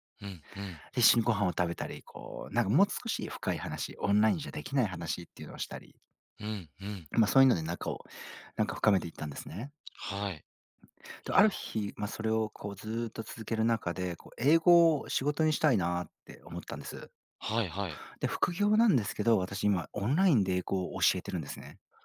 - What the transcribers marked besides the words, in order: none
- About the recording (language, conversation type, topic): Japanese, podcast, 好きなことを仕事にするコツはありますか？